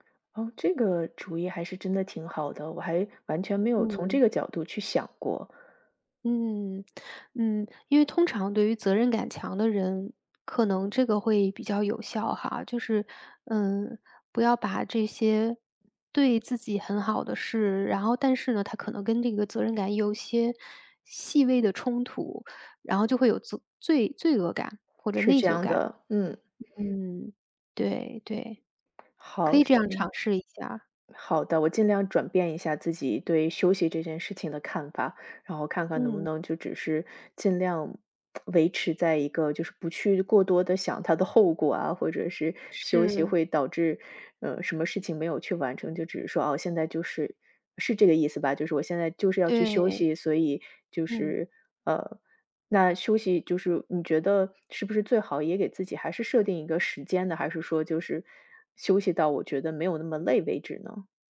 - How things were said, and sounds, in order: other background noise; lip smack
- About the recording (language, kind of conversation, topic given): Chinese, advice, 我总觉得没有休息时间，明明很累却对休息感到内疚，该怎么办？